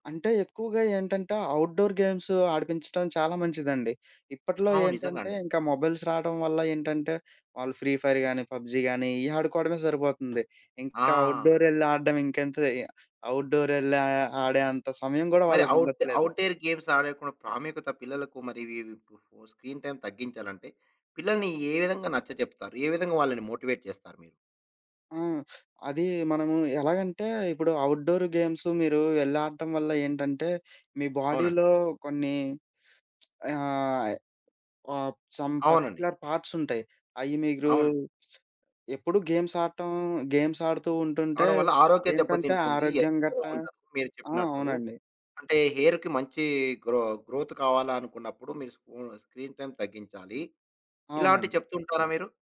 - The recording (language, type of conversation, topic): Telugu, podcast, పిల్లల స్క్రీన్ టైమ్‌ను ఎలా పరిమితం చేస్తారు?
- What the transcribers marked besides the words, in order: in English: "అవుట్‌డోర్"; sniff; in English: "మొబైల్స్"; sniff; in English: "ఫ్రీఫైర్"; in English: "పబ్‌జి"; other background noise; in English: "అవుట్‌డోర్"; in English: "అవుట్‌డోర్"; in English: "గేమ్స్"; in English: "స్క్రీన్ టైమ్"; in English: "మోటివేట్"; sniff; in English: "ఔట్‌డొర్"; in English: "బాడీలో"; tsk; in English: "సమ్ పర్టిక్యులర్ పార్ట్స్"; in English: "గేమ్స్"; in English: "గేమ్స్"; in English: "హెయిర్‌కి"; in English: "గ్రొ గ్రోత్"; in English: "స్క్రీన్ టైమ్"